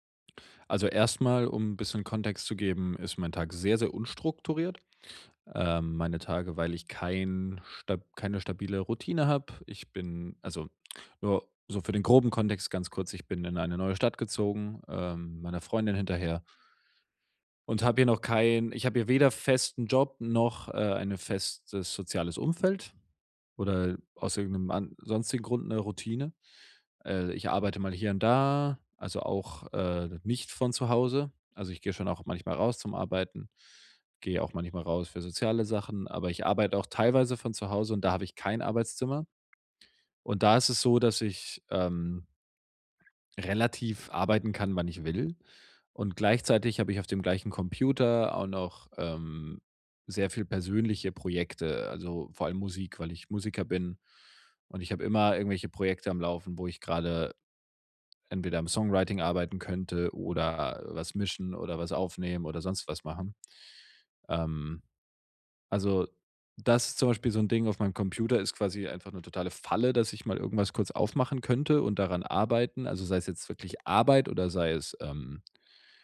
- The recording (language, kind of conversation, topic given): German, advice, Wie kann ich zu Hause entspannen, wenn ich nicht abschalten kann?
- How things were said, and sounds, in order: none